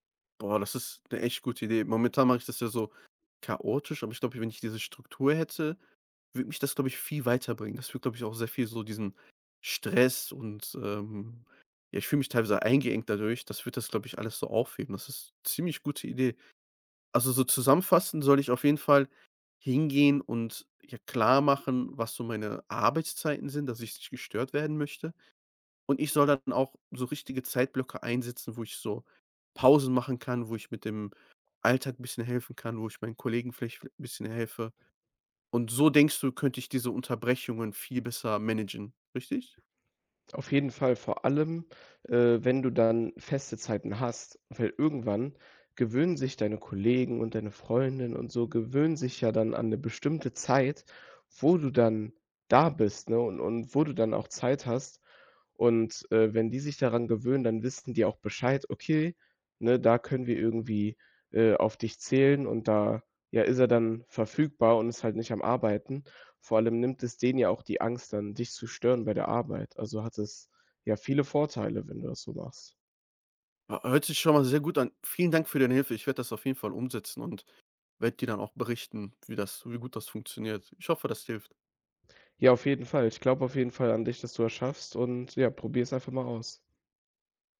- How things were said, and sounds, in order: none
- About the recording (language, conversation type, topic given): German, advice, Wie kann ich mit häufigen Unterbrechungen durch Kollegen oder Familienmitglieder während konzentrierter Arbeit umgehen?